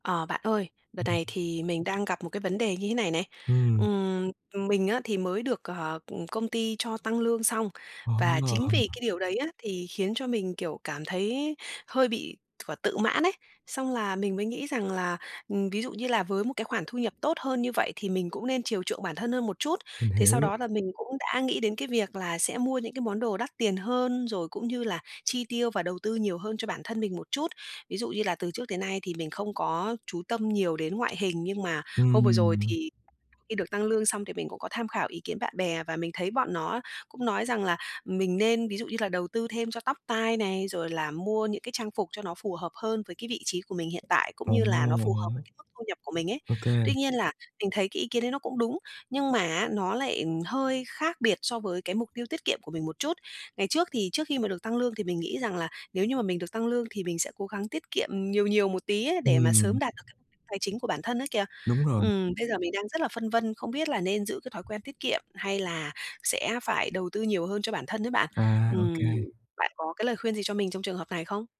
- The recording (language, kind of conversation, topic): Vietnamese, advice, Làm sao để giữ thói quen tiết kiệm sau khi lương tăng?
- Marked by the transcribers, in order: other noise; tapping; other background noise